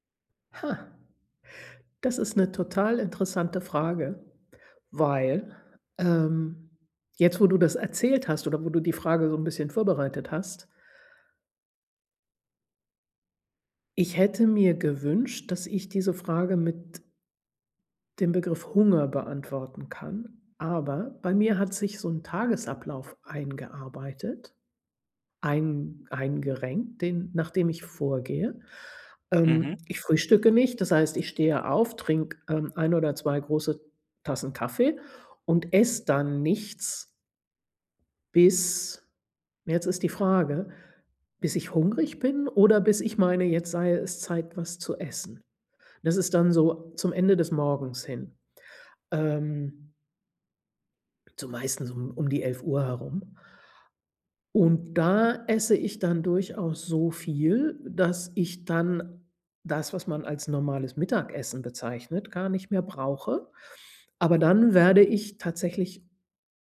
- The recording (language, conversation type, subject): German, advice, Wie kann ich gesündere Essgewohnheiten beibehalten und nächtliches Snacken vermeiden?
- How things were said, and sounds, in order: none